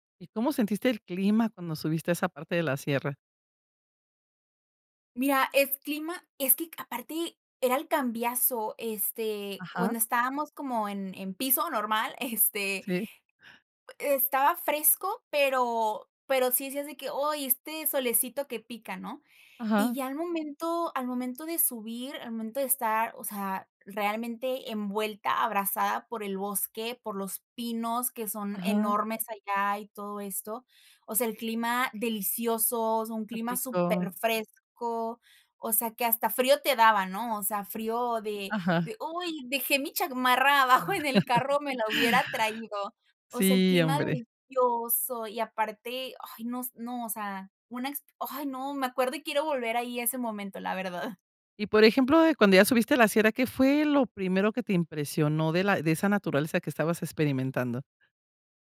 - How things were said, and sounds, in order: laughing while speaking: "este"; other noise; laugh; laughing while speaking: "verdad"
- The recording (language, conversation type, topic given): Spanish, podcast, Cuéntame sobre una experiencia que te conectó con la naturaleza